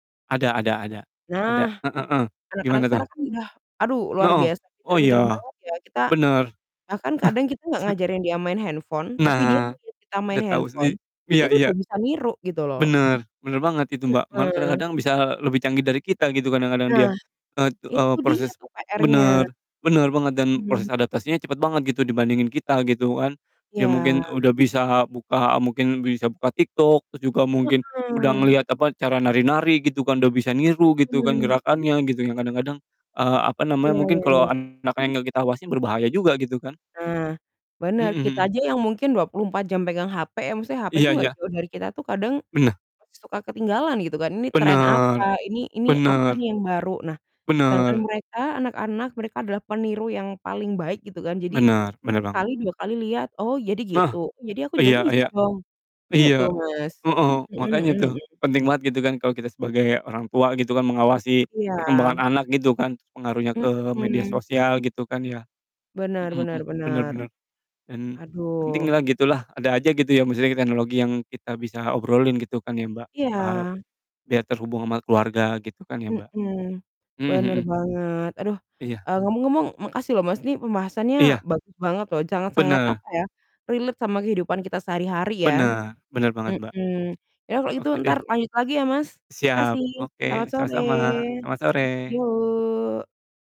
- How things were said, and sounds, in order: distorted speech; chuckle; "sangat-sangat" said as "jangat-sangat"; in English: "relate"; drawn out: "Yuk"
- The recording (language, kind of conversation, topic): Indonesian, unstructured, Bagaimana teknologi membantu kamu tetap terhubung dengan keluarga?